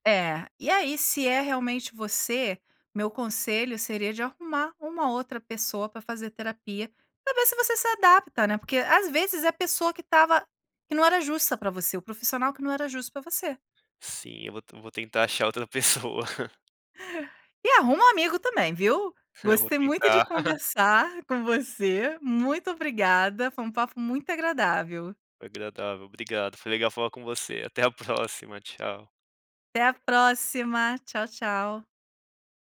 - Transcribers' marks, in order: chuckle
- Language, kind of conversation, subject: Portuguese, podcast, Quando você se sente sozinho, o que costuma fazer?